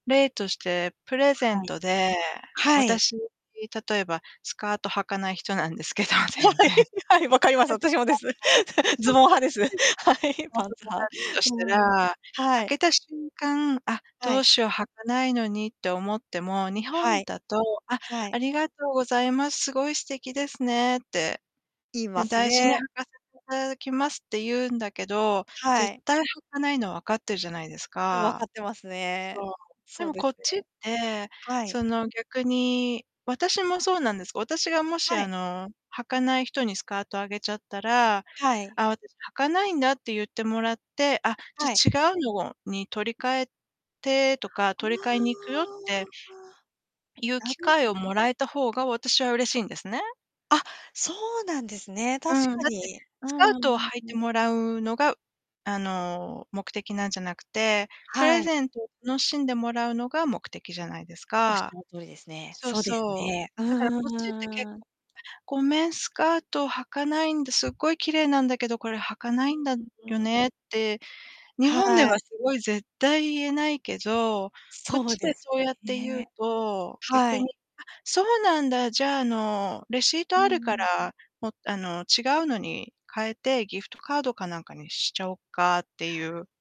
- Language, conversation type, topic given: Japanese, unstructured, 初めて訪れた場所の思い出は何ですか？
- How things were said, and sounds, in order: distorted speech; laughing while speaking: "はい、はい、分かります。私 … はい、パンツ派"; unintelligible speech; unintelligible speech; tapping; drawn out: "うわ、あ、ああ"